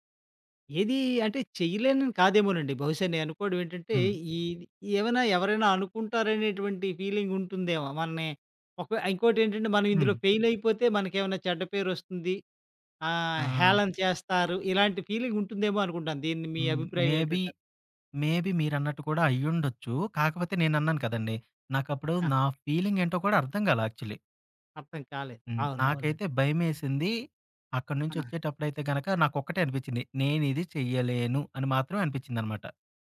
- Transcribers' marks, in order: in English: "మేబి, మేబి"; in English: "ఫీలింగ్"; in English: "యాక్చువల్‌లీ"
- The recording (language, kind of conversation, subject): Telugu, podcast, ఆత్మవిశ్వాసం తగ్గినప్పుడు దానిని మళ్లీ ఎలా పెంచుకుంటారు?